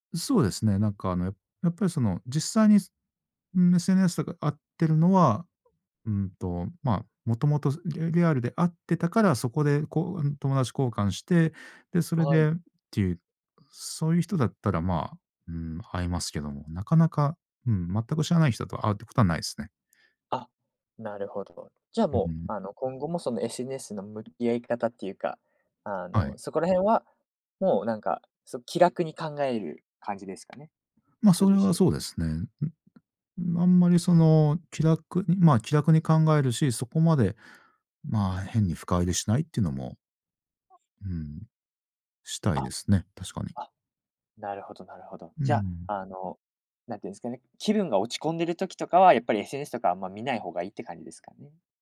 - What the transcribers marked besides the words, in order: tapping; other background noise
- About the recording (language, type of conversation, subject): Japanese, podcast, SNSと気分の関係をどう捉えていますか？